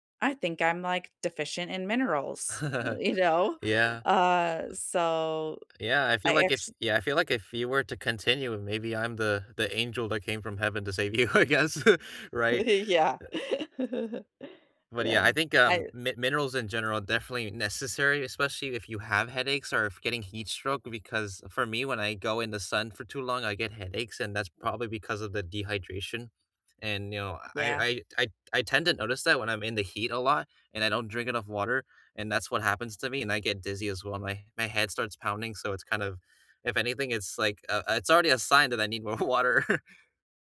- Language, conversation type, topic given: English, unstructured, What is a simple habit that has improved your life lately?
- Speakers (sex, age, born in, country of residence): female, 40-44, United States, United States; male, 20-24, United States, United States
- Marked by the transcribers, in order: chuckle; other background noise; laughing while speaking: "you know?"; laughing while speaking: "to save you, I guess"; laughing while speaking: "Yeah"; other noise; chuckle; tapping; laughing while speaking: "more water"; chuckle